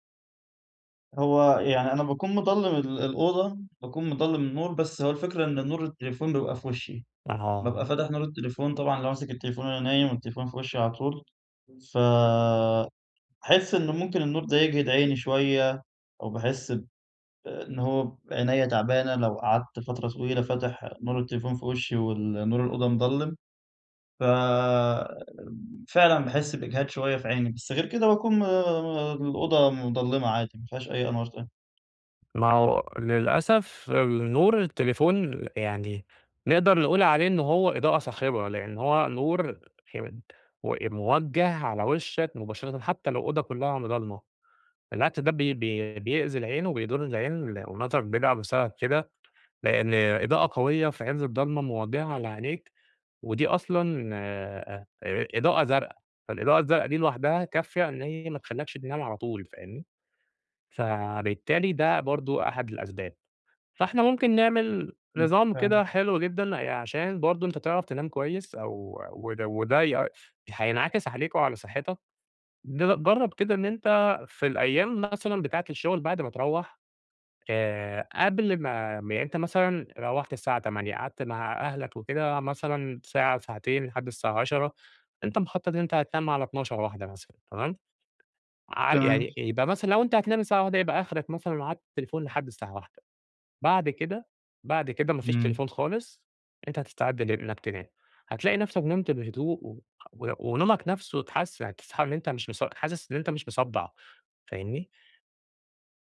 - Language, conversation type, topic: Arabic, advice, صعوبة الالتزام بوقت نوم ثابت
- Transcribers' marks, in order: none